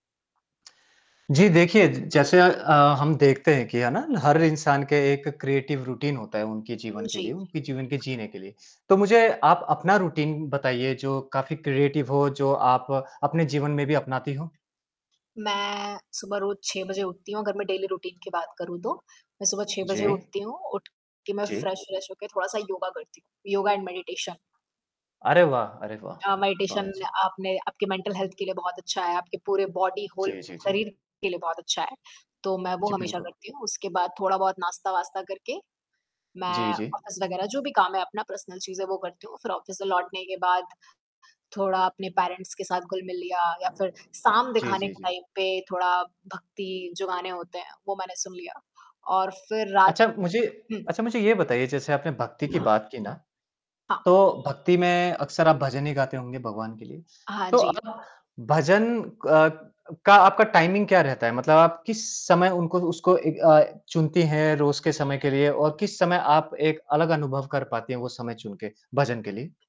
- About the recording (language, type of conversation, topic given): Hindi, podcast, आपकी रोज़ की रचनात्मक दिनचर्या कैसी होती है?
- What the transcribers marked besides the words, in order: static; in English: "क्रिएटिव रूटीन"; distorted speech; other background noise; in English: "रूटीन"; in English: "क्रिएटिव"; in English: "डेली रूटीन"; tapping; in English: "फ्रेश"; in English: "एंड मेडिटेशन"; in English: "मेडिटेशन"; in English: "मेंटल हेल्थ"; in English: "बॉडी होल"; in English: "ऑफ़िस"; in English: "पर्सनल"; in English: "ऑफ़िस"; in English: "पैरेंट्स"; in English: "टाइम"; horn; in English: "टाइमिंग"